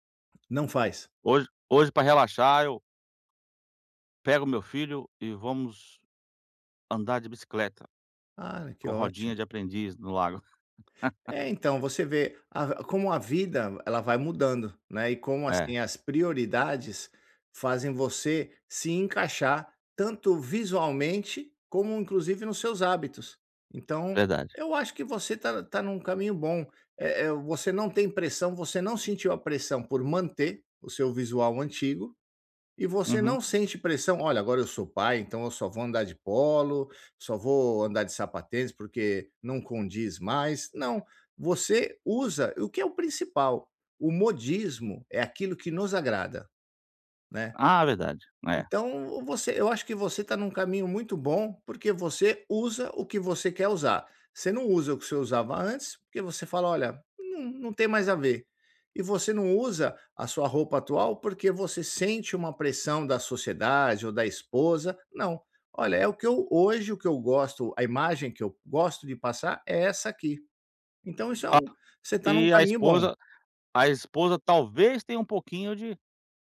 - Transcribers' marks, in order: laugh
- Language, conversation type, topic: Portuguese, advice, Como posso resistir à pressão social para seguir modismos?